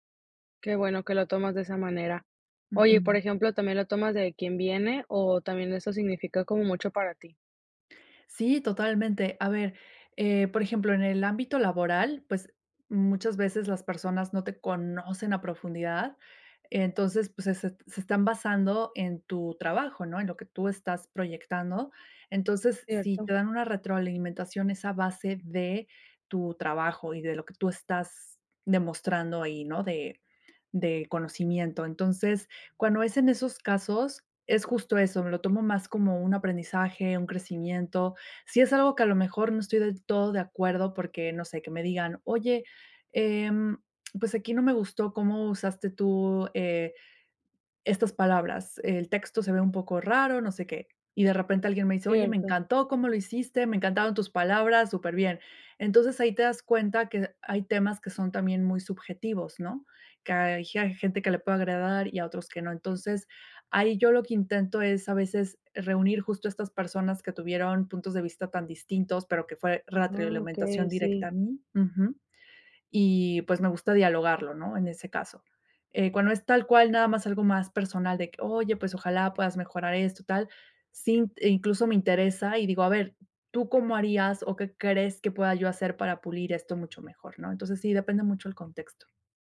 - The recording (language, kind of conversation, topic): Spanish, podcast, ¿Cómo manejas la retroalimentación difícil sin tomártela personal?
- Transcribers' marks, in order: "retroalimentación" said as "ratrioalimentación"